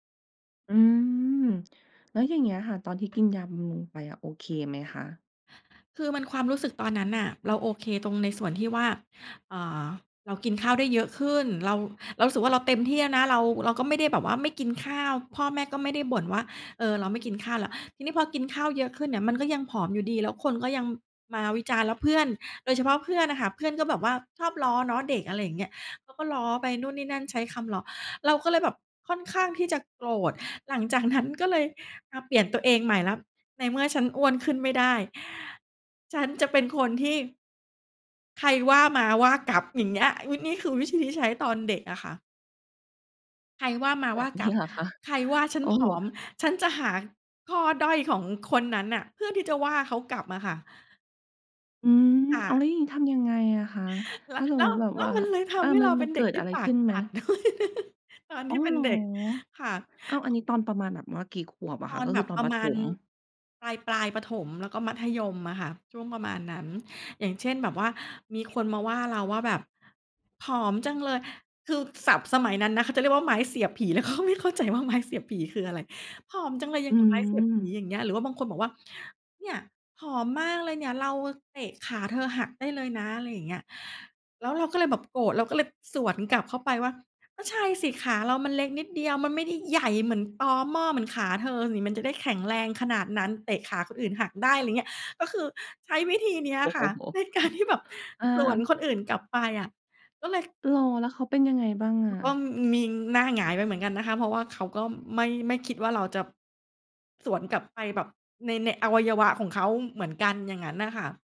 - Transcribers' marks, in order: laughing while speaking: "นี้เหรอคะ ?"; laughing while speaking: "ด้วย"; laughing while speaking: "แล้วก็ไม่เข้าใจว่า"; stressed: "ใหญ่"; tapping; laughing while speaking: "โอ้โฮ"; laughing while speaking: "การ"
- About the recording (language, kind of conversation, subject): Thai, podcast, คุณจัดการกับคำวิจารณ์อย่างไรให้เป็นประโยชน์?